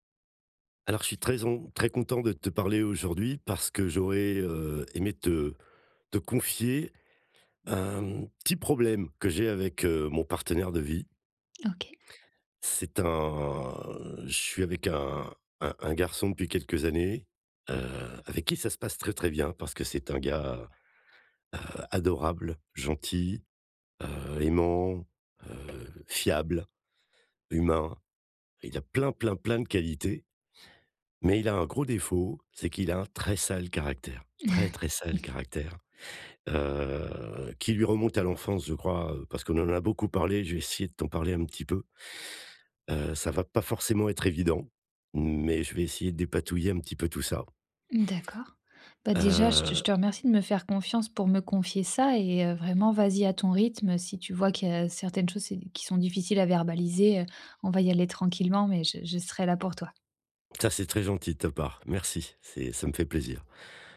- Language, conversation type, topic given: French, advice, Pourquoi avons-nous toujours les mêmes disputes dans notre couple ?
- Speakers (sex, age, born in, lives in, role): female, 30-34, France, France, advisor; male, 55-59, France, France, user
- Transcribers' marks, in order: stressed: "petit"; drawn out: "un"; tapping; drawn out: "heu"; laugh